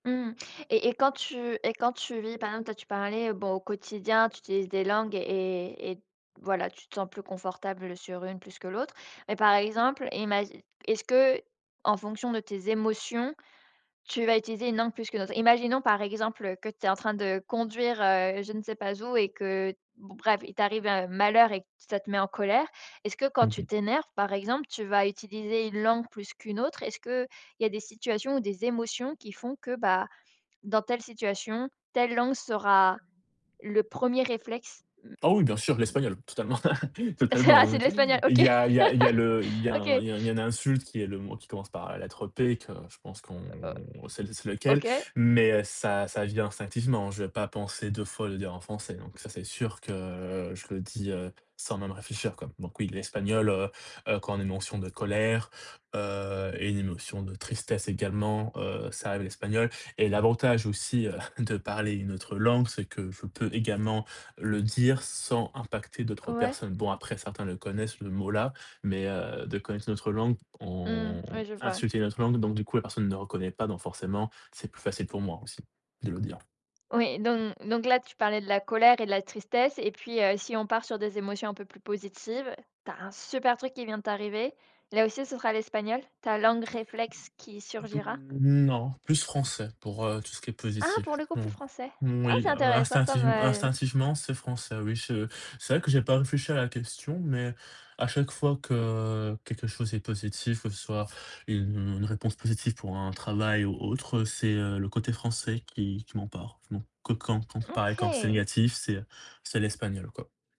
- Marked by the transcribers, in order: other background noise; chuckle; other noise; laughing while speaking: "Ça va, c'est de l'espagnol"; laugh; tapping; stressed: "super"; put-on voice: "OK"
- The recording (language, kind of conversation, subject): French, podcast, Quel rôle la langue joue-t-elle dans ton identité ?
- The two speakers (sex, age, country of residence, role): female, 25-29, France, host; male, 30-34, Spain, guest